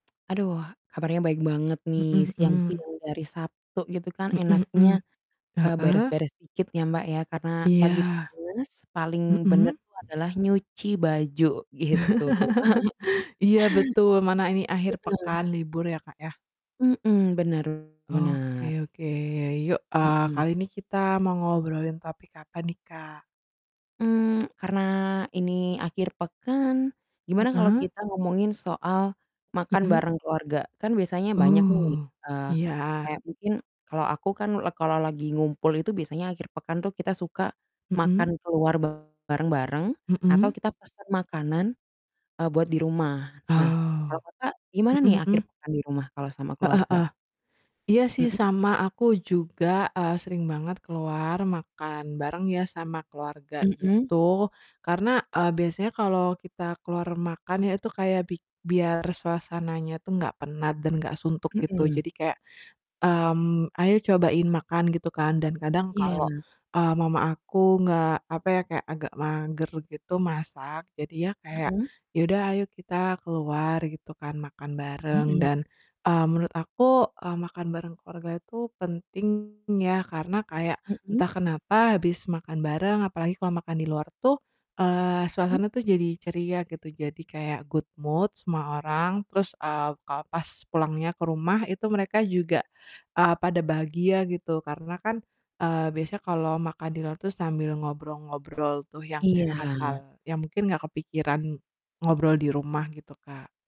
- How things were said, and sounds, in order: distorted speech; other background noise; laugh; chuckle; tsk; static; in English: "good mood"
- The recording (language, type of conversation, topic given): Indonesian, unstructured, Mengapa menurutmu makan bersama keluarga itu penting?